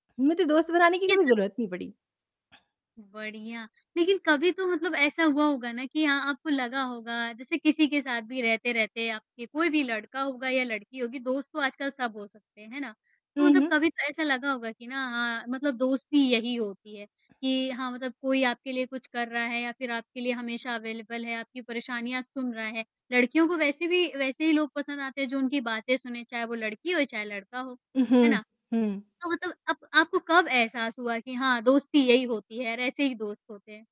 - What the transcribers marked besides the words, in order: static; distorted speech; in English: "अवेलेबल"
- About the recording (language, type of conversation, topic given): Hindi, podcast, नए शहर में जल्दी दोस्त कैसे बनाए जा सकते हैं?
- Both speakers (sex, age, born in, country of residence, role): female, 35-39, India, India, guest; female, 40-44, India, India, host